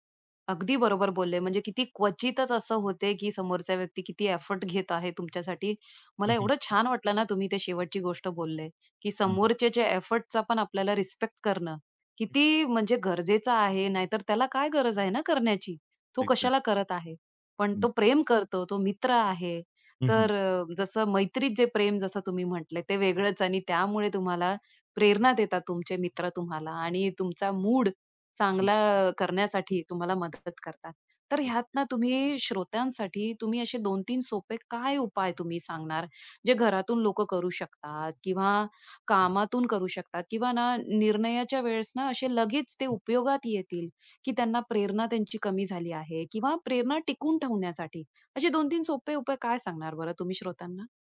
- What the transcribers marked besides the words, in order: other background noise; in English: "एक्झॅक्ट"; unintelligible speech
- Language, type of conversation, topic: Marathi, podcast, प्रेरणा तुम्हाला मुख्यतः कुठून मिळते, सोप्या शब्दात सांगा?